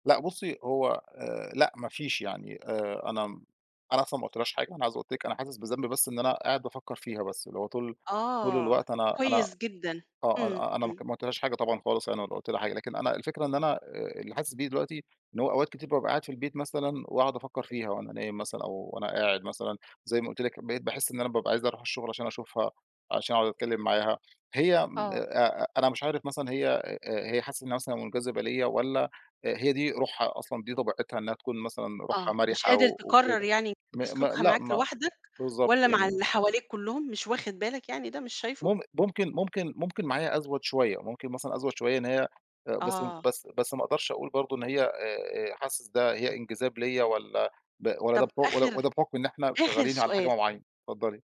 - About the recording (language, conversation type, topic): Arabic, advice, إزاي بتتعامل مع إحساس الذنب بعد ما خنت شريكك أو أذيته؟
- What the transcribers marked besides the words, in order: tapping; unintelligible speech